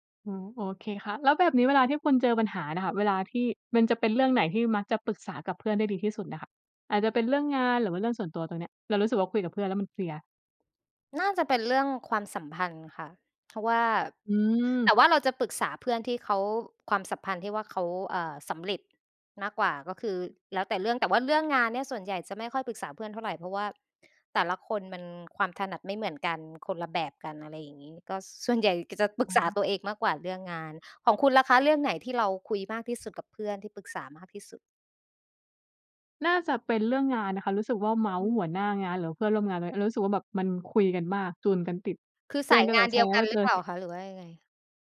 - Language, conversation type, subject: Thai, unstructured, เพื่อนที่ดีที่สุดของคุณเป็นคนแบบไหน?
- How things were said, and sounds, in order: unintelligible speech